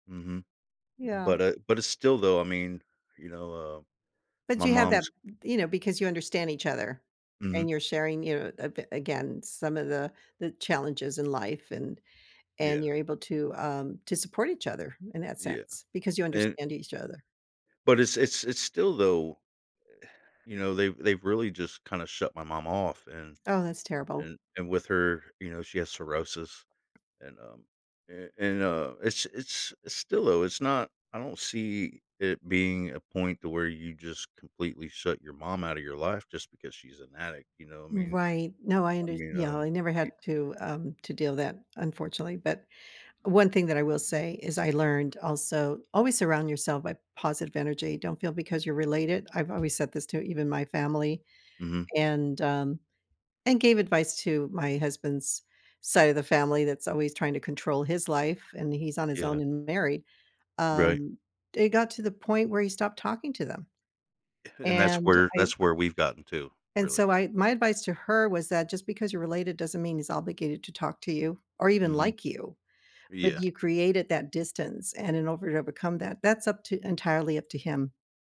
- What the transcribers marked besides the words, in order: unintelligible speech; sigh; tapping; other background noise
- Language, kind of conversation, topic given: English, unstructured, How do you define success in your own life?